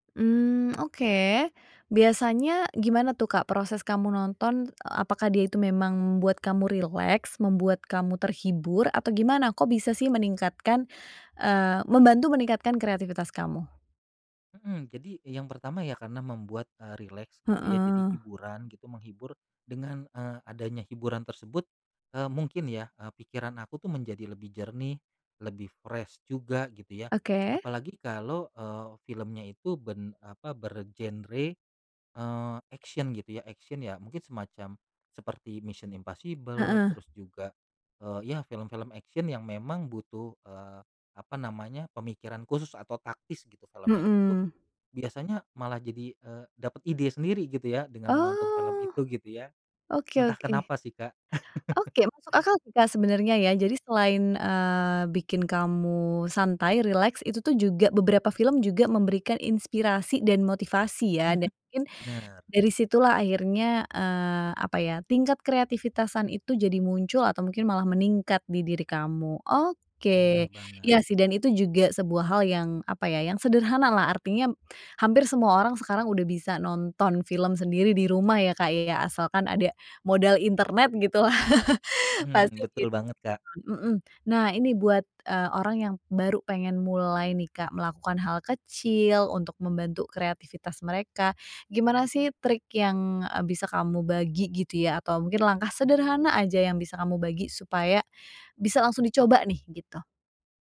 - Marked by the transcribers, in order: tapping; in English: "fresh"; in English: "action"; in English: "action"; in English: "action"; chuckle; chuckle; other background noise
- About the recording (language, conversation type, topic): Indonesian, podcast, Kebiasaan kecil apa yang membantu kreativitas kamu?
- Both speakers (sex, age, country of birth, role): female, 30-34, Indonesia, host; male, 35-39, Indonesia, guest